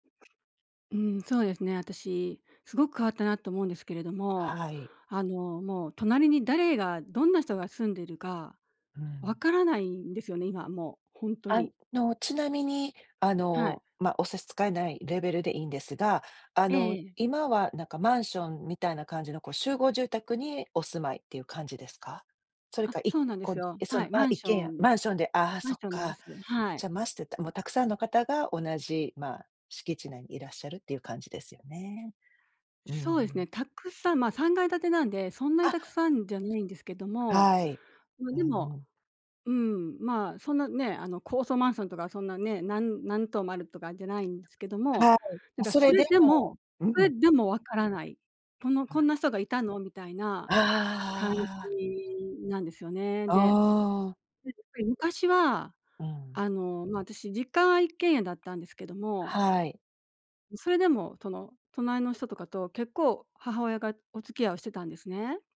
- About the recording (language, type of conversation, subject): Japanese, podcast, 近所付き合いは最近どう変わってきましたか？
- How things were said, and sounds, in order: sniff; unintelligible speech